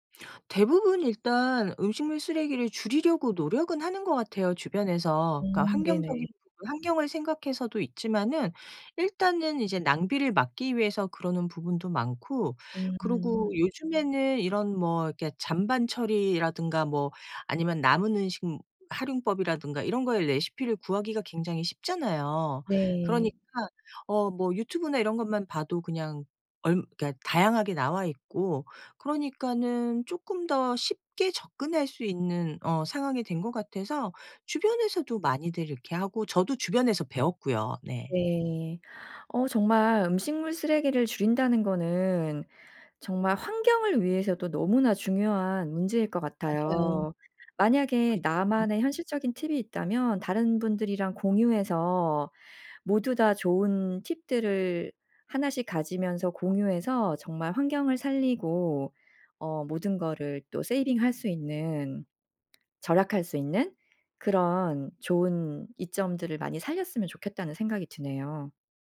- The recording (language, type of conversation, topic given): Korean, podcast, 음식물 쓰레기를 줄이는 현실적인 방법이 있을까요?
- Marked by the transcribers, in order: "음식" said as "은식"; in English: "세이빙"; tapping